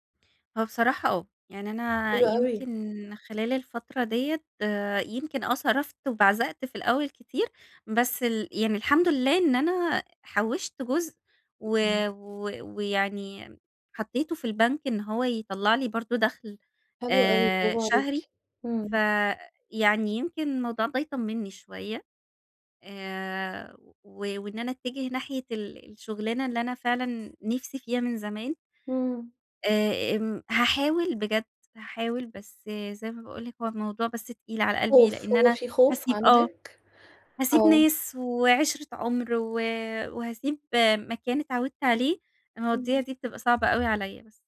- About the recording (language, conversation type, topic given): Arabic, advice, شعور إن شغلي مالوش معنى
- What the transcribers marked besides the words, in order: other background noise